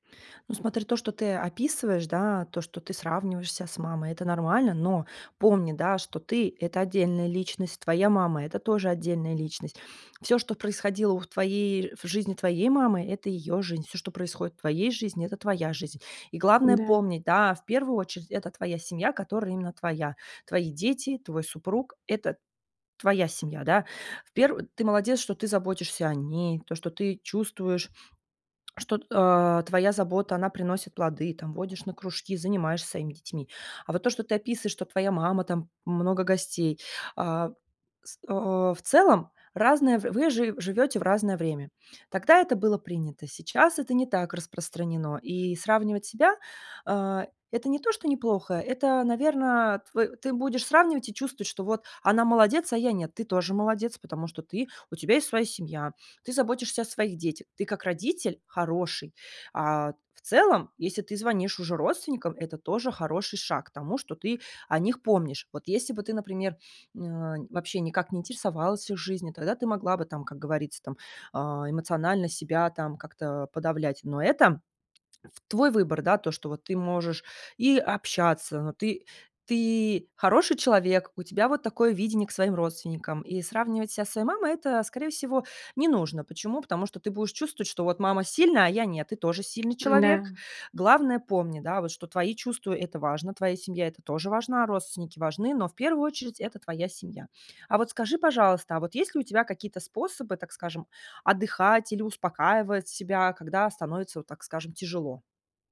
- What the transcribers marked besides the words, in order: none
- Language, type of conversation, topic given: Russian, advice, Как вы переживаете ожидание, что должны сохранять эмоциональную устойчивость ради других?